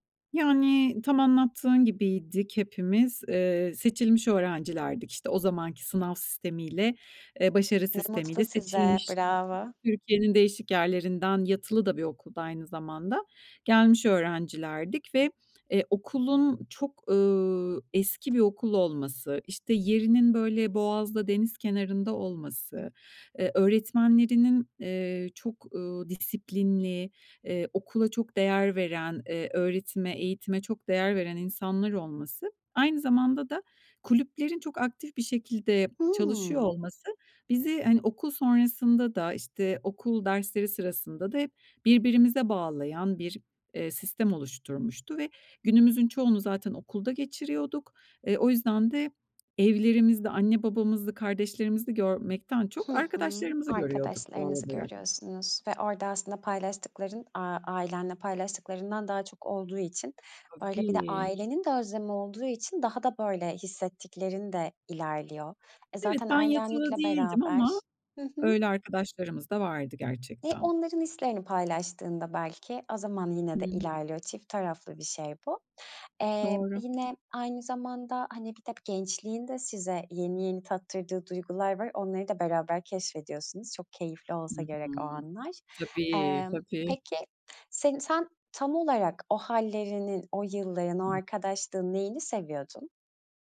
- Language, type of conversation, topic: Turkish, podcast, Uzun süren arkadaşlıkları nasıl canlı tutarsın?
- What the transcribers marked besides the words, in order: tapping; other background noise; unintelligible speech